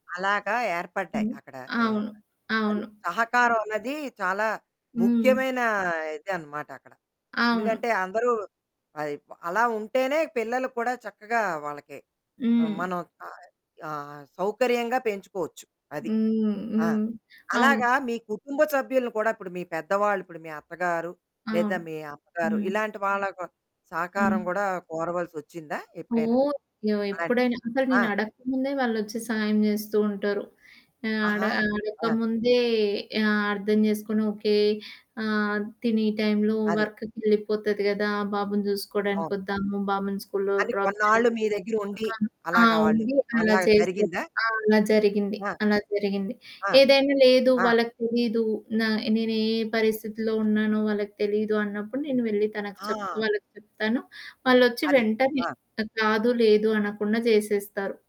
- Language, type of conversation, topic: Telugu, podcast, సహాయం కోరడం మీకు సులభంగా అనిపిస్తుందా, కష్టంగా అనిపిస్తుందా?
- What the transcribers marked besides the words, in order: static; other background noise; in English: "వర్క్‌కి"; in English: "డ్రాప్"